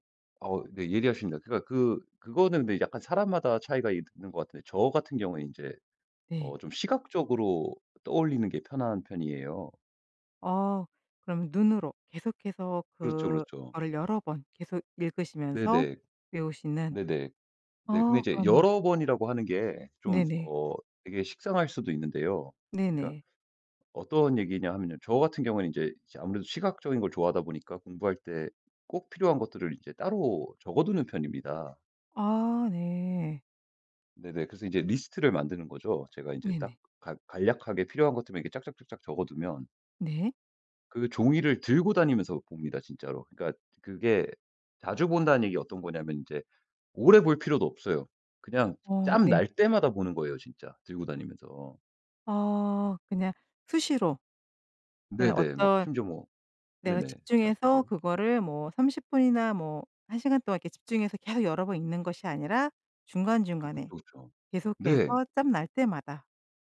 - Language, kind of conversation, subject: Korean, podcast, 효과적으로 복습하는 방법은 무엇인가요?
- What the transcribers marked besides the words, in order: tapping